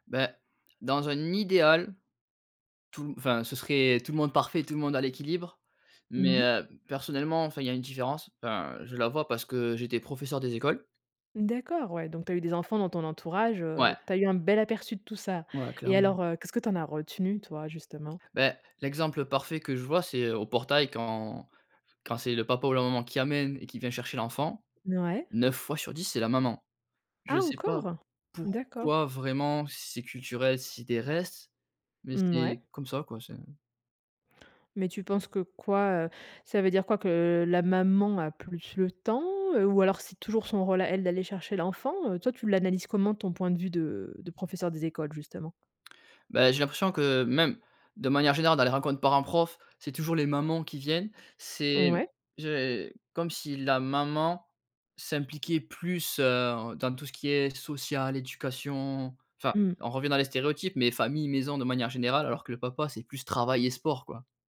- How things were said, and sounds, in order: stressed: "idéal"; tapping
- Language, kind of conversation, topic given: French, podcast, Comment la notion d’autorité parentale a-t-elle évolué ?